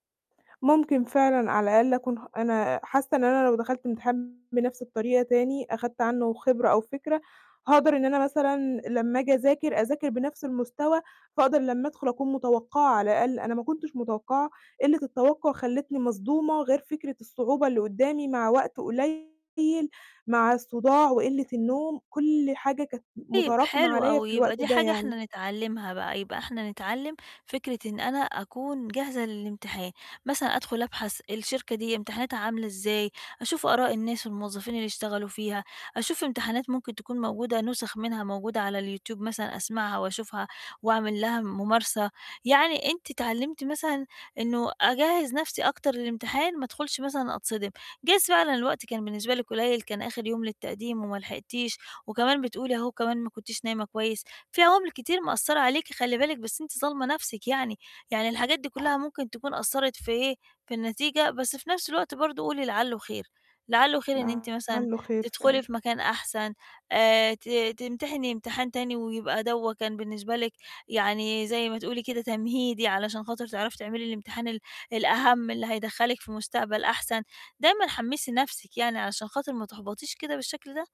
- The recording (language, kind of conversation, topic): Arabic, advice, إزاي أقدر أتجاوز إحساس الفشل والإحباط وأنا بحاول تاني؟
- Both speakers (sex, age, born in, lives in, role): female, 20-24, Egypt, Egypt, user; female, 40-44, Egypt, Portugal, advisor
- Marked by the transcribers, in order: distorted speech